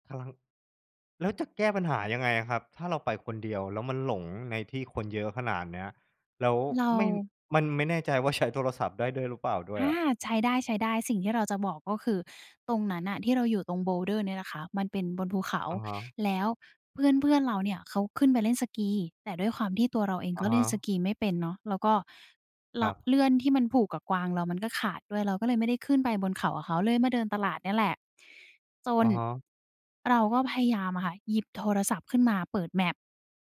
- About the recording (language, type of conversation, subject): Thai, podcast, ครั้งที่คุณหลงทาง คุณได้เรียนรู้อะไรที่สำคัญที่สุด?
- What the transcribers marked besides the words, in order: tapping; laughing while speaking: "ใช้"; in English: "Boulder"; in English: "map"